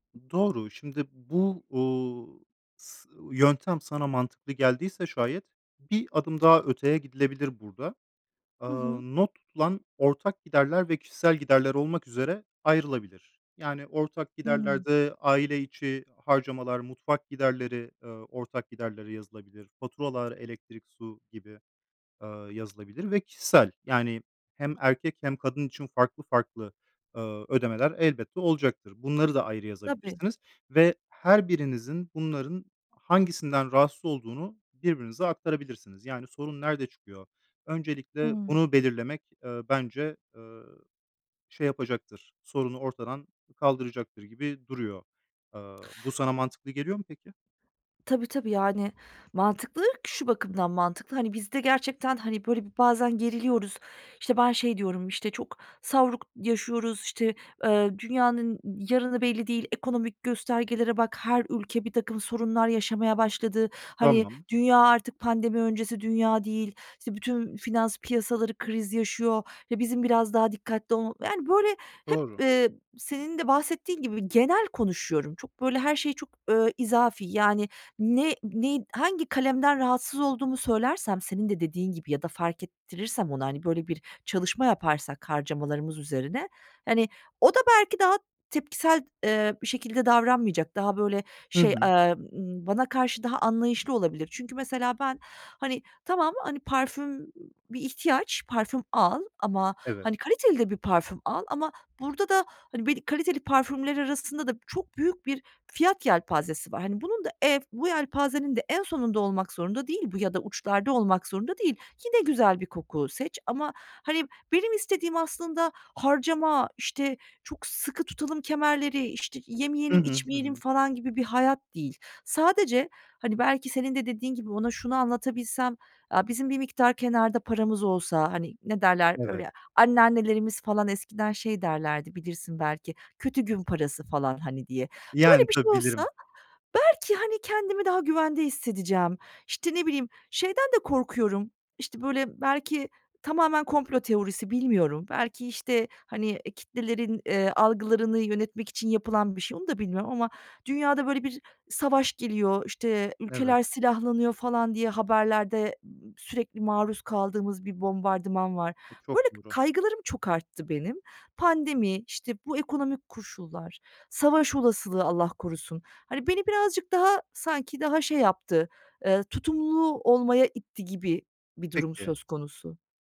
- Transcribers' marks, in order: other background noise; "koşullar" said as "kuşullar"
- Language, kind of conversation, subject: Turkish, advice, Eşinizle harcama öncelikleri konusunda neden anlaşamıyorsunuz?